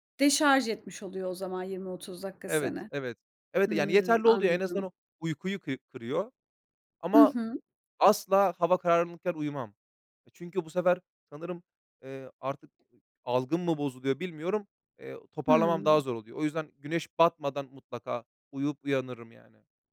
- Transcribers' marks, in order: other background noise
- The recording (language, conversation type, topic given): Turkish, podcast, Uyku düzenini nasıl koruyorsun ve bunun için hangi ipuçlarını uyguluyorsun?